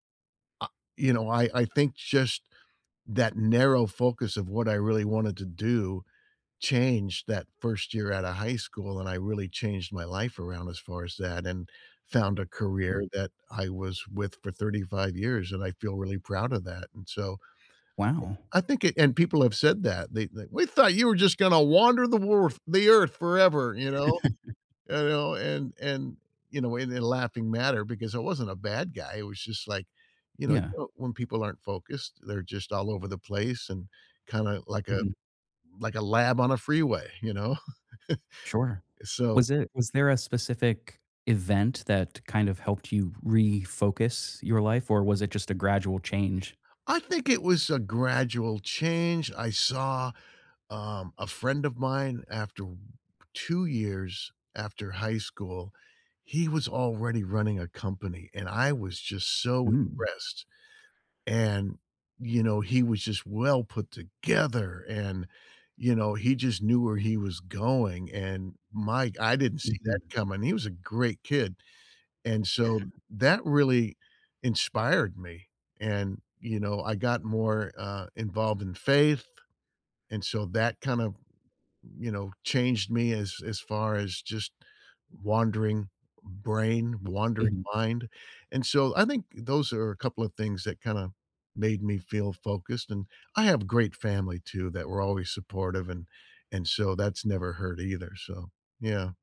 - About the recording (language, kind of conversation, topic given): English, unstructured, How can I reconnect with someone I lost touch with and miss?
- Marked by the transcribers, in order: "world" said as "worf"; chuckle; chuckle; tapping; stressed: "together"; chuckle